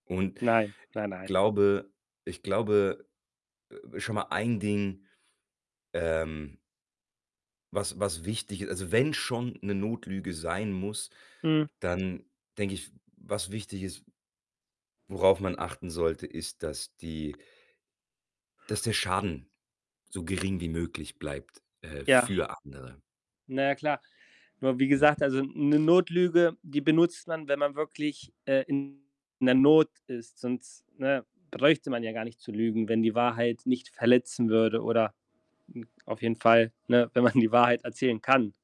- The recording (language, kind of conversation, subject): German, podcast, Wann ist eine kleine Notlüge in Ordnung, und wann nicht?
- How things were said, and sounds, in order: distorted speech; tapping; other background noise; static; laughing while speaking: "man"